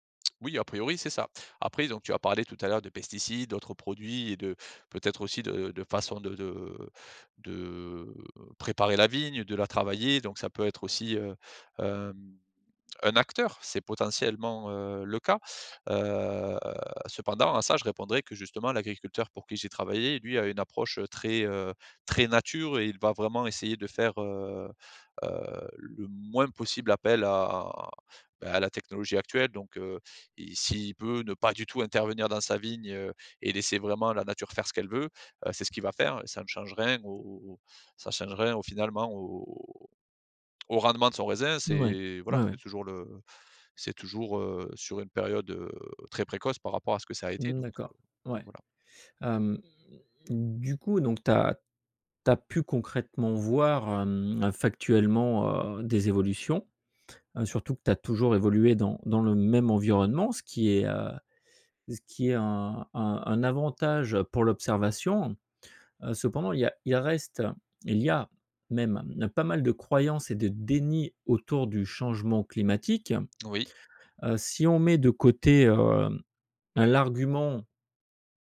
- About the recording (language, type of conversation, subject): French, podcast, Que penses-tu des saisons qui changent à cause du changement climatique ?
- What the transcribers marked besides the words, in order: stressed: "déni"